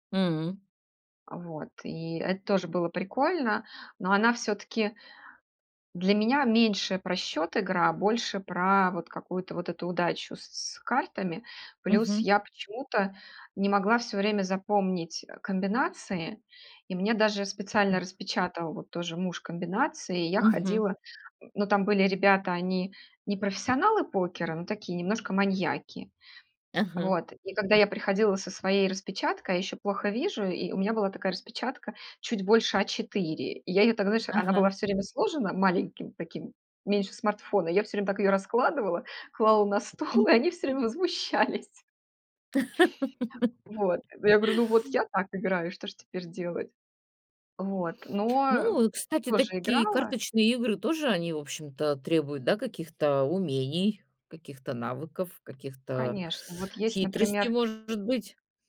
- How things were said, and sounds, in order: other noise; laughing while speaking: "возмущались"; laugh; tapping
- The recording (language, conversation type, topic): Russian, podcast, Почему тебя притягивают настольные игры?